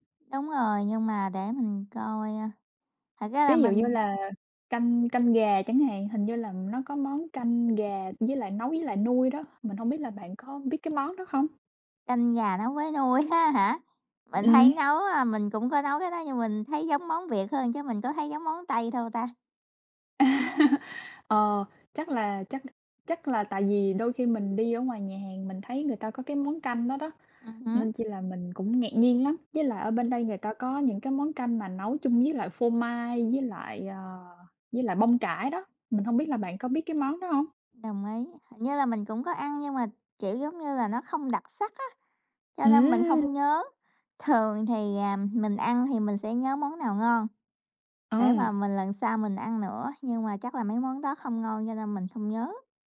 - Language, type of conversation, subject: Vietnamese, unstructured, Bạn có bí quyết nào để nấu canh ngon không?
- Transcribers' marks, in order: other background noise; tapping; laugh